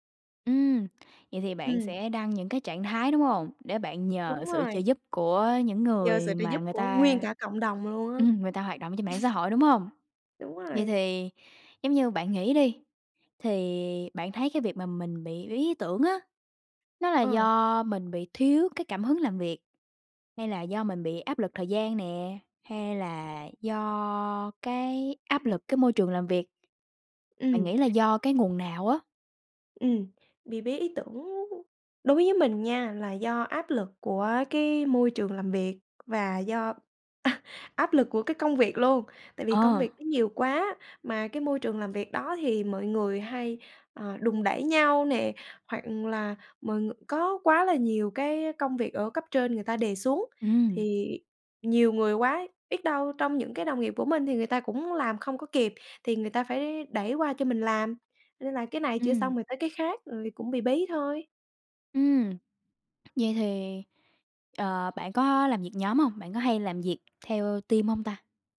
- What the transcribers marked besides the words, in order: tapping; stressed: "nguyên"; chuckle; laugh; in English: "team"
- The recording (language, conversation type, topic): Vietnamese, podcast, Bạn làm thế nào để vượt qua cơn bí ý tưởng?